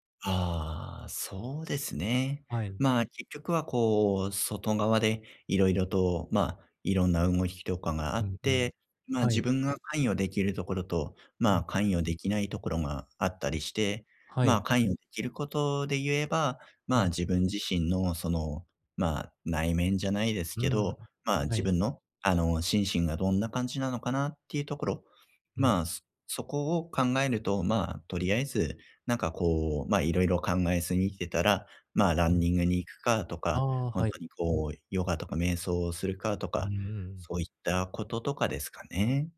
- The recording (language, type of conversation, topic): Japanese, advice, 不確実な状況にどう向き合えば落ち着いて過ごせますか？
- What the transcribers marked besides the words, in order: tapping